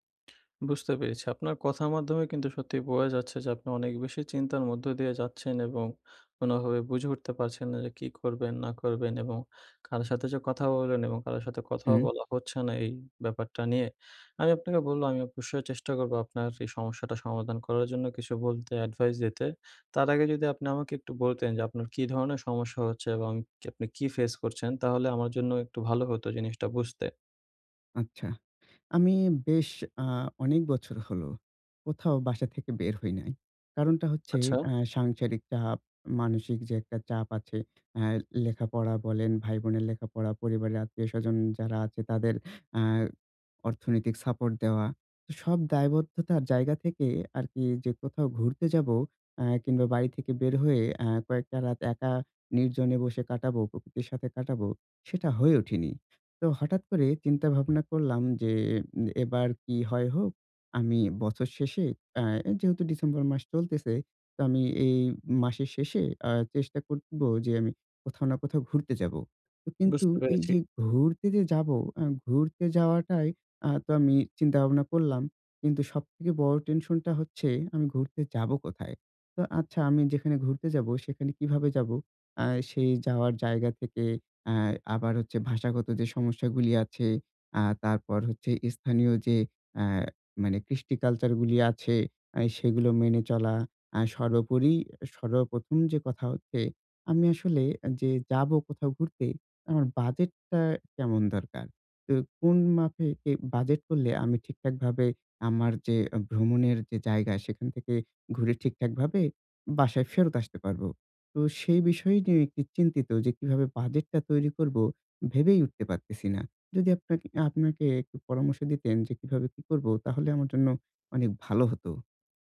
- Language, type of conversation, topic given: Bengali, advice, ভ্রমণের জন্য বাস্তবসম্মত বাজেট কীভাবে তৈরি ও খরচ পরিচালনা করবেন?
- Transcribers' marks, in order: lip smack; other background noise; tapping